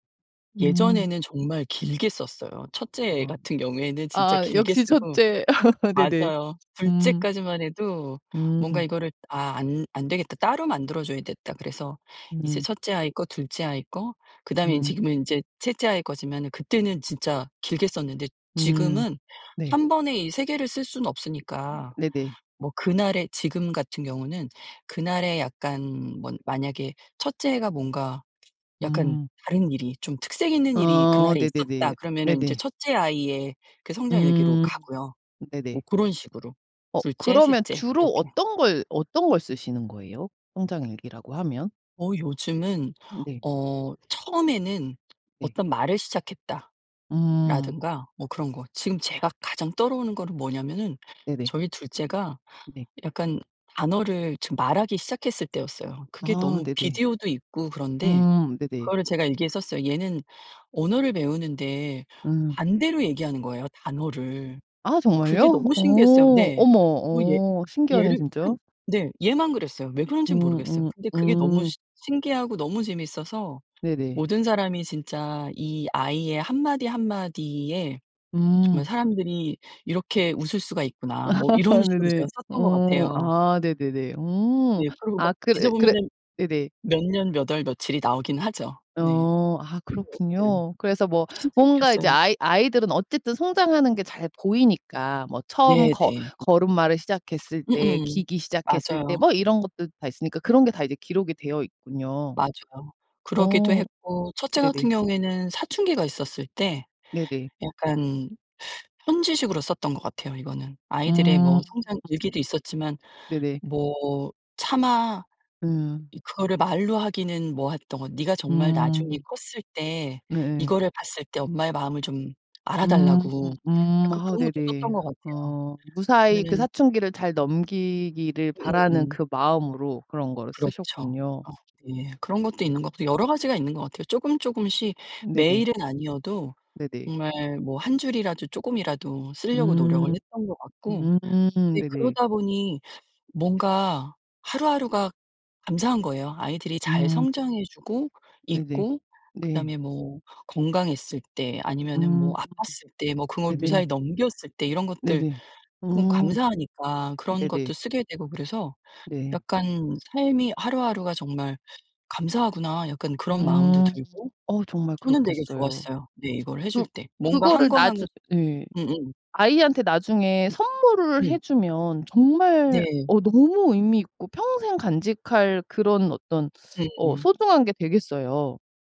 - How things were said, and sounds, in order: laughing while speaking: "첫 째"; laugh; other background noise; tapping; "떠오르는" said as "떠로으는"; laugh; teeth sucking
- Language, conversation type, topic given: Korean, podcast, 아이들에게 꼭 물려주고 싶은 전통이 있나요?